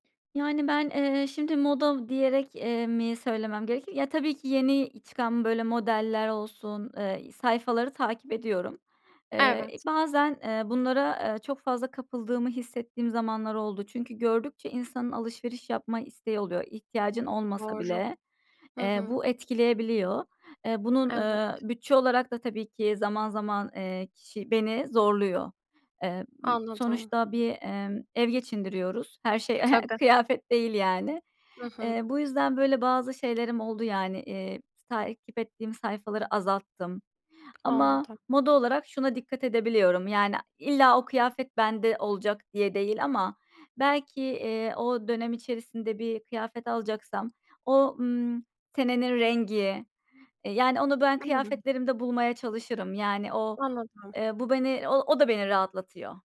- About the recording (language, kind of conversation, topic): Turkish, podcast, Günlük kıyafet seçimlerini belirleyen etkenler nelerdir?
- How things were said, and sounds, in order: other background noise; chuckle; tapping